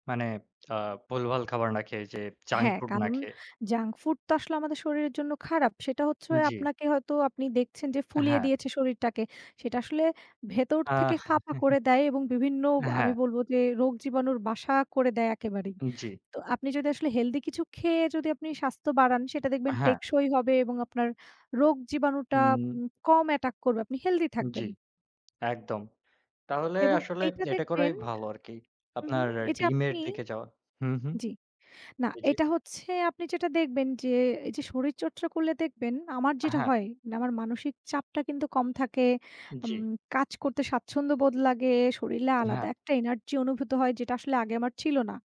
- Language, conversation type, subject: Bengali, unstructured, শরীরচর্চা করলে মনও ভালো থাকে কেন?
- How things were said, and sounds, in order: other background noise